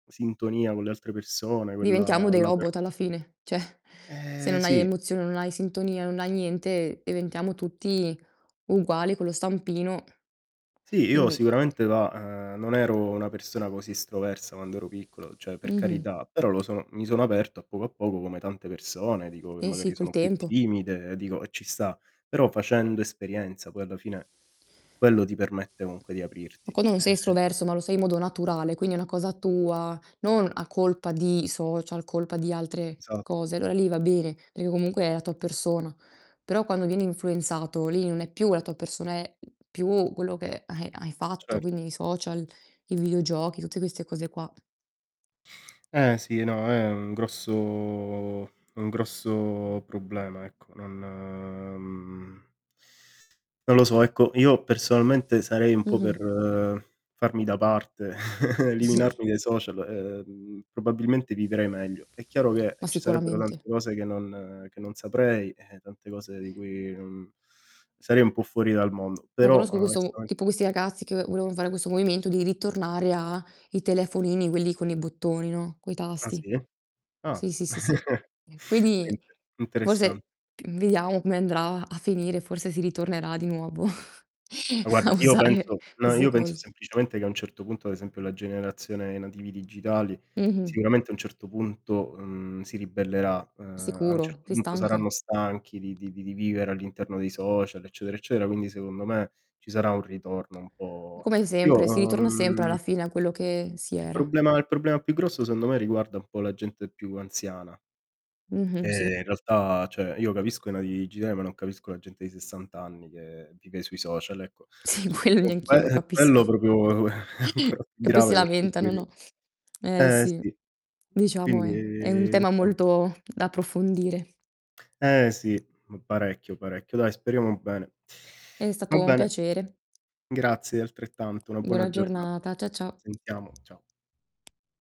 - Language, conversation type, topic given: Italian, unstructured, Come pensi che i social media influenzino le nostre relazioni personali?
- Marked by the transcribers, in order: static; distorted speech; drawn out: "Ehm"; laughing while speaking: "ceh"; "Cioè" said as "ceh"; tapping; mechanical hum; drawn out: "grosso"; drawn out: "non"; other background noise; chuckle; laughing while speaking: "Sì"; chuckle; chuckle; laughing while speaking: "a usare"; laughing while speaking: "Sì, quello neanch'io lo capisco"; chuckle; "proprio" said as "propro"; chuckle; laughing while speaking: "è ancora"